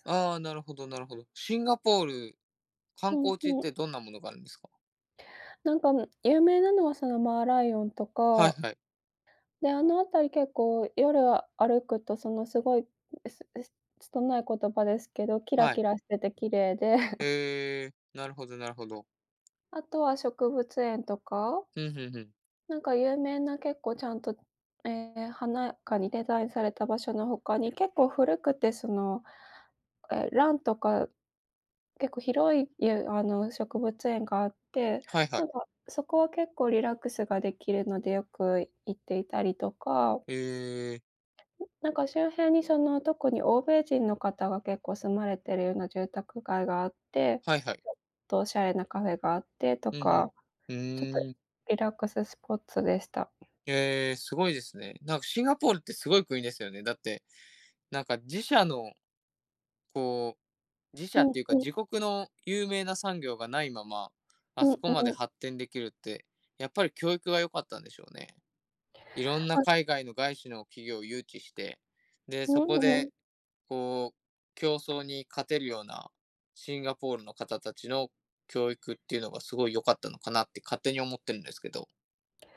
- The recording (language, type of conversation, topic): Japanese, unstructured, 将来、挑戦してみたいことはありますか？
- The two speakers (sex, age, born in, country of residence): female, 30-34, Japan, Japan; male, 20-24, Japan, Japan
- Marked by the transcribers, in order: other background noise; chuckle; tapping; unintelligible speech